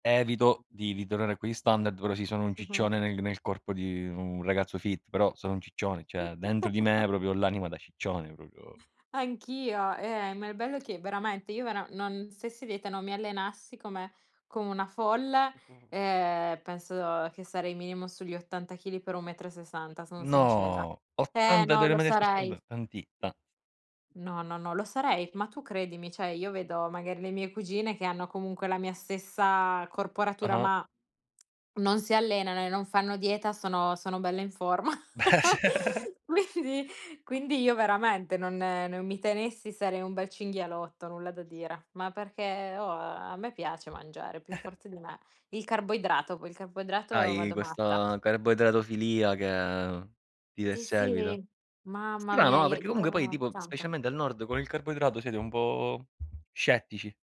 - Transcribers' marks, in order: other background noise; in English: "fit"; "Cioè" said as "ceh"; chuckle; "proprio" said as "propio"; "proprio" said as "propio"; chuckle; other noise; background speech; unintelligible speech; "cioè" said as "ceh"; tapping; laughing while speaking: "forma. Quindi"; laughing while speaking: "Beh cer"; laugh; chuckle; chuckle; drawn out: "che"; unintelligible speech
- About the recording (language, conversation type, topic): Italian, unstructured, Cosa rende un piatto davvero speciale per te?